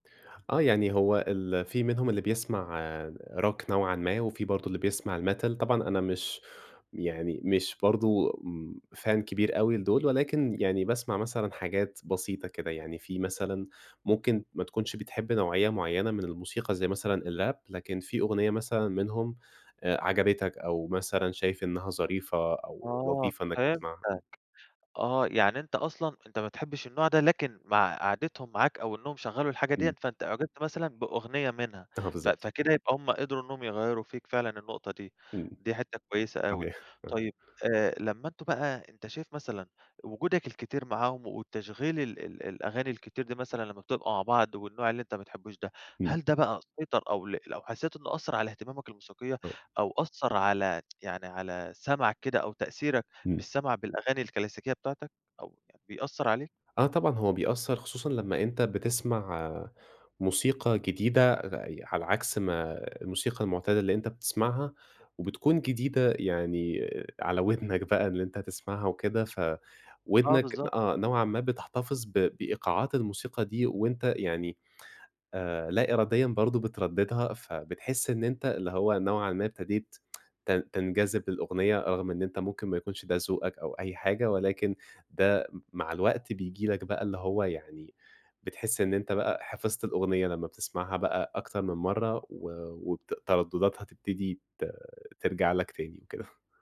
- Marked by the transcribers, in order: in English: "Rock"; in English: "الMetal"; in English: "Fan"; in English: "الRap"; chuckle; tapping; tsk; chuckle
- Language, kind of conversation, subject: Arabic, podcast, سؤال عن دور الأصحاب في تغيير التفضيلات الموسيقية